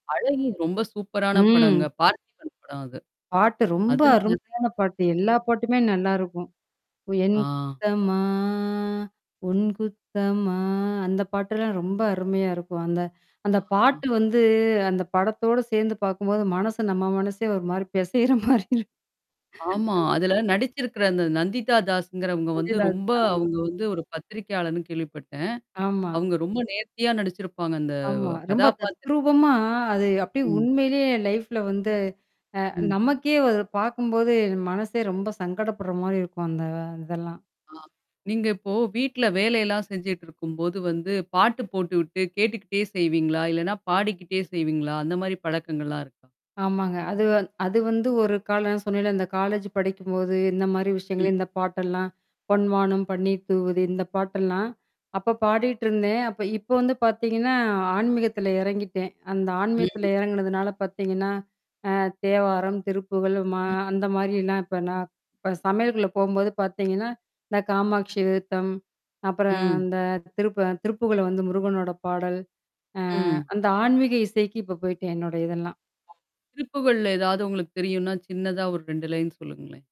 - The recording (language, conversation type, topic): Tamil, podcast, எந்த வகையான இசை உங்களுக்கு கவன ஓட்டத்தில் மூழ்க உதவுகிறது?
- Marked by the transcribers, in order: distorted speech; in English: "சூப்பரான"; drawn out: "ம்"; singing: "என் குத்தமா உன் குத்தமா"; static; other background noise; laughing while speaking: "மாரி பிசையிற மாரி இருக்கும்"; tapping